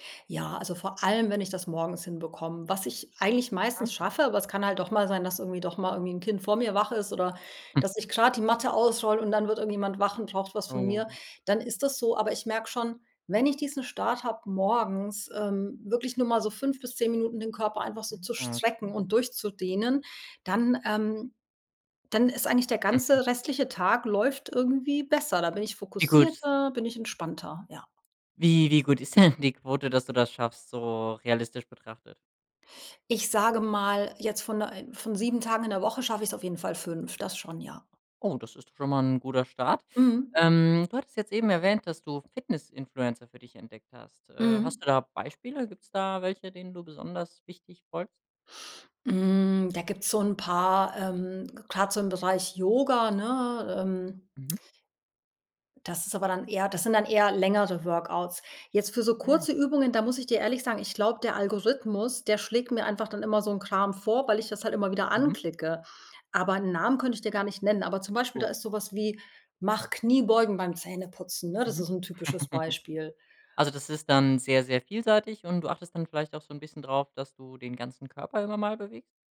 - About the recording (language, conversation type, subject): German, podcast, Wie baust du kleine Bewegungseinheiten in den Alltag ein?
- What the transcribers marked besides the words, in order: chuckle; chuckle